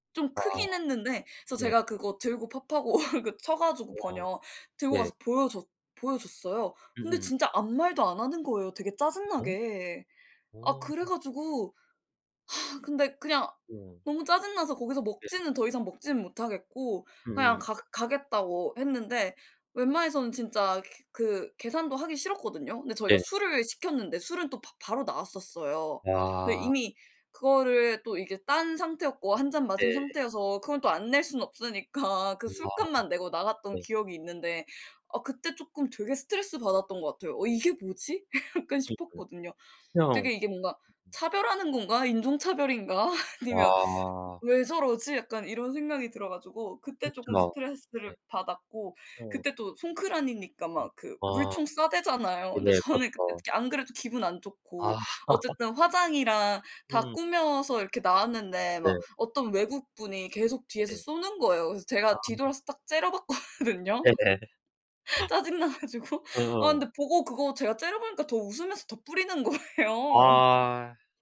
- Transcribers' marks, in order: laughing while speaking: "파파고"; other background noise; tapping; laughing while speaking: "없으니까"; laughing while speaking: "약간"; laughing while speaking: "아니면"; laugh; laughing while speaking: "째려봤거든요. 짜증나 가지고"; laughing while speaking: "네네"; laughing while speaking: "거예요"
- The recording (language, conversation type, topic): Korean, unstructured, 여행 중에 다른 사람 때문에 스트레스를 받은 적이 있나요?